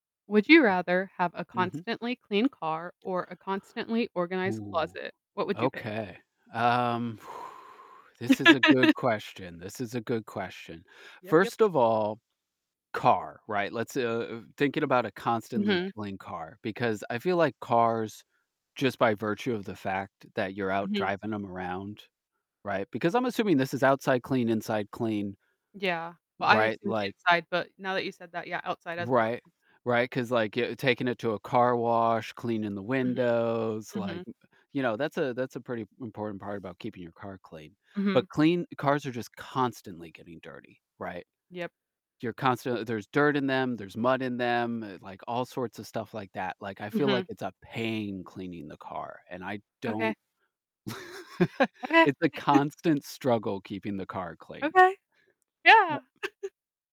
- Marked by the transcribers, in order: distorted speech; exhale; laugh; tapping; other background noise; stressed: "pain"; laugh; chuckle; chuckle
- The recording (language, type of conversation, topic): English, unstructured, How do your priorities for organization and cleanliness reflect your lifestyle?
- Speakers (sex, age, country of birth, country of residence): female, 25-29, United States, United States; male, 35-39, United States, United States